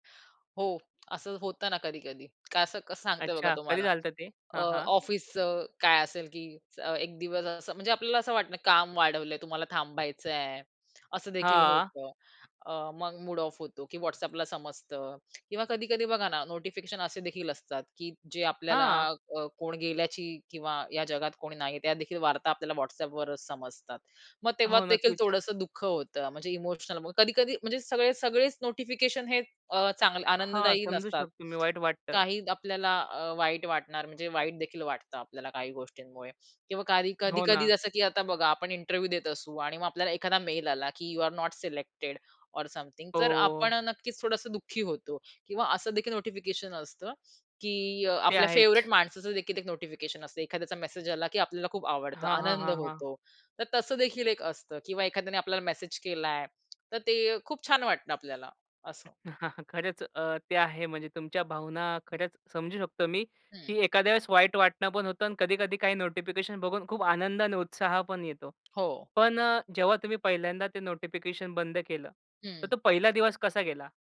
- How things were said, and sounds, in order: tapping; other background noise; in English: "मूड ऑफ"; in English: "इंटरव्ह्य"; in English: "यू अरे नोट सिलेक्टेड ऑर समथिंग"; in English: "फेव्हरेट"; chuckle; other noise
- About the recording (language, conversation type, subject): Marathi, podcast, तुम्ही सूचना बंद केल्यावर तुम्हाला कोणते बदल जाणवले?